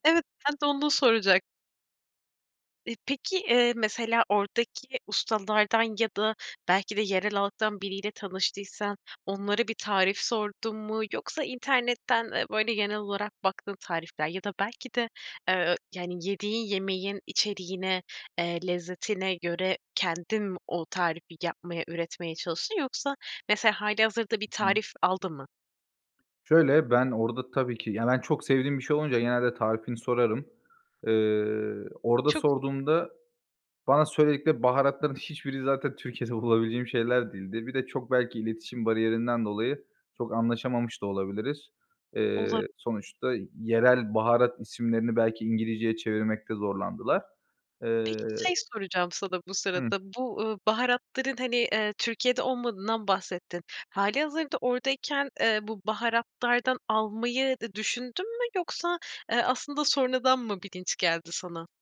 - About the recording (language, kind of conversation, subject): Turkish, podcast, En unutamadığın yemek keşfini anlatır mısın?
- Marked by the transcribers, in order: other background noise; tapping